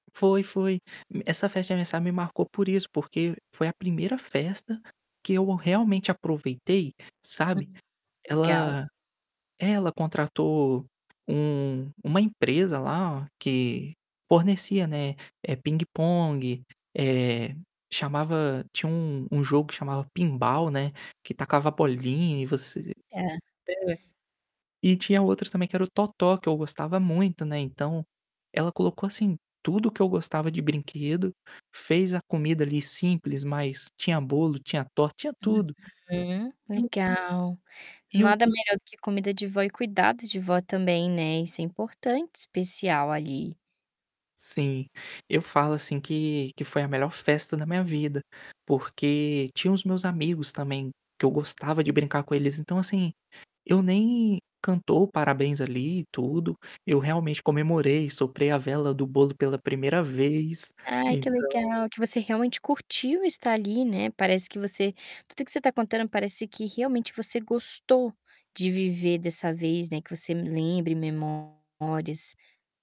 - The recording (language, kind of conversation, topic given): Portuguese, podcast, Você pode me contar sobre uma festa que marcou a sua infância?
- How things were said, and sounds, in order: static; distorted speech; other background noise